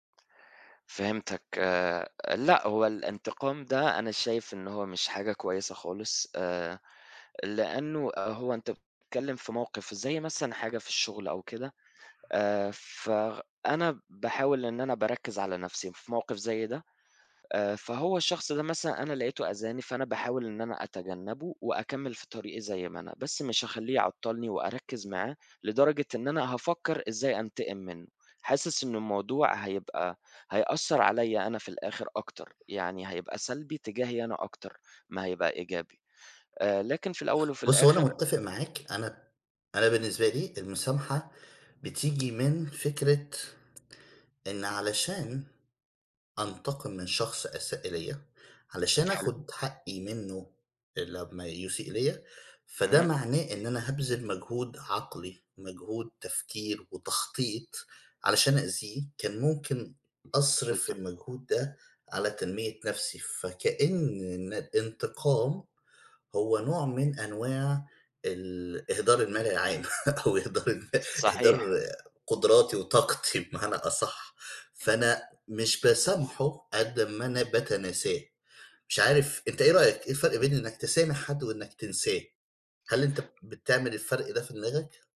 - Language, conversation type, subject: Arabic, unstructured, هل تقدر تسامح حد آذاك جامد؟
- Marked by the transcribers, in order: tapping; laugh; laughing while speaking: "إهدار الم إهدار قدُراتي وطاقتي بمعنى أصح"